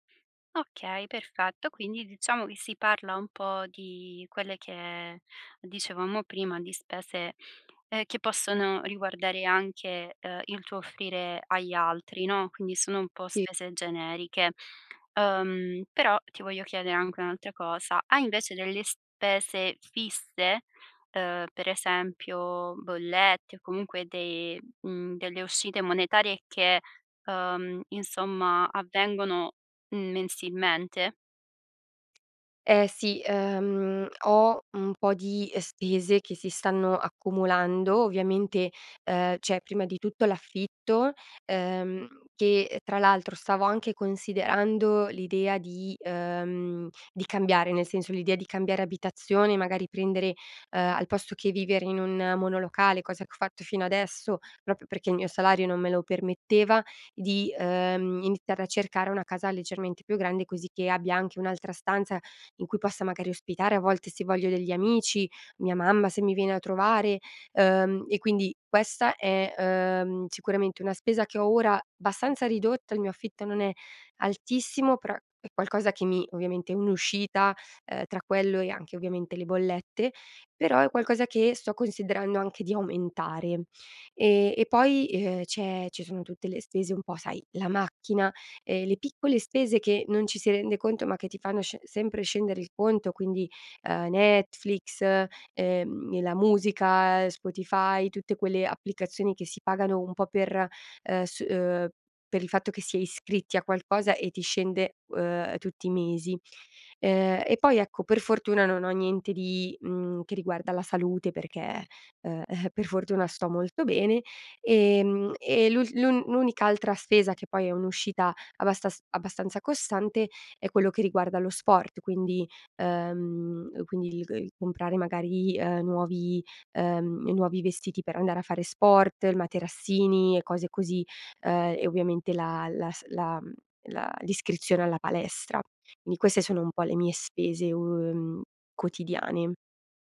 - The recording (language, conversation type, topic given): Italian, advice, Come gestire la tentazione di aumentare lo stile di vita dopo un aumento di stipendio?
- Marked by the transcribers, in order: tapping; "proprio" said as "propio"; "magari" said as "macari"; "abbastanza" said as "bastanza"; chuckle